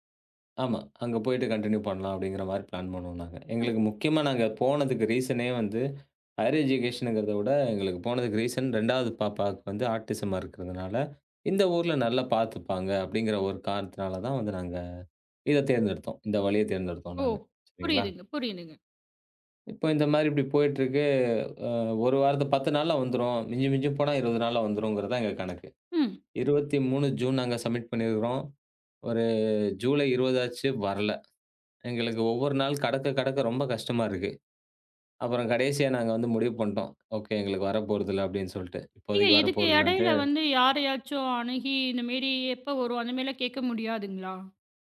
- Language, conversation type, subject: Tamil, podcast, விசா பிரச்சனை காரணமாக உங்கள் பயணம் பாதிக்கப்பட்டதா?
- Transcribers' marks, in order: in English: "கன்டினியூ"; in English: "பிளான்"; in English: "ரீசனே"; in English: "ஹையர் எஜிகேஷன்ங்கிறத"; in English: "ரீசன்"; in English: "ஆட்டிஸமா"